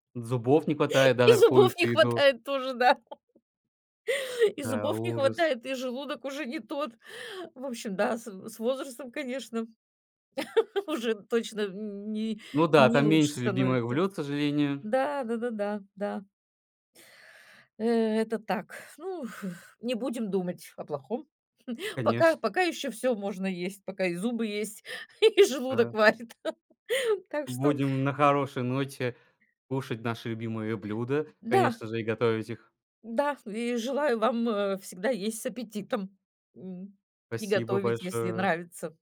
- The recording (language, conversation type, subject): Russian, podcast, Какое ваше любимое домашнее блюдо?
- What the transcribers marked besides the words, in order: laughing while speaking: "И зубов не хватает тоже, да"; gasp; laugh; laughing while speaking: "Пока, пока ещё всё можно … варит. Так что"; tapping